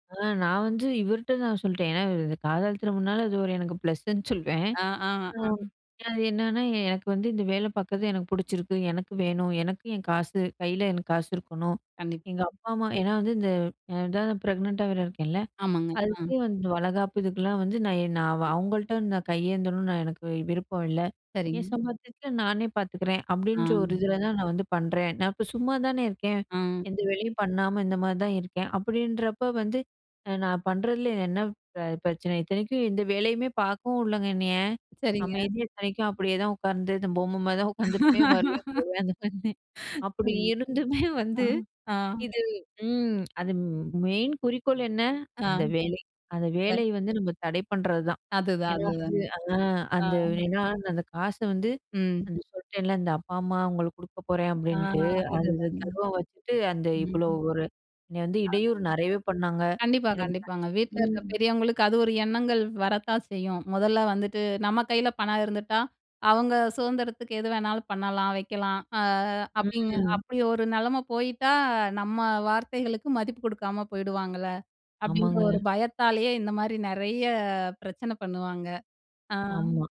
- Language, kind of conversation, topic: Tamil, podcast, உங்கள் சுதந்திரத்தையும் குடும்பப் பொறுப்புகளையும் எப்படி சமநிலைப்படுத்துகிறீர்கள்?
- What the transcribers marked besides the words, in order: in English: "ப்ளஸ்ஸுன்னு"; laughing while speaking: "சொல்வேன்"; in English: "ப்ரெக்னன்ட்டா"; laugh; laughing while speaking: "அந்த மாதிரி அப்படி இருந்துமே வந்து"; unintelligible speech; drawn out: "நெறைய"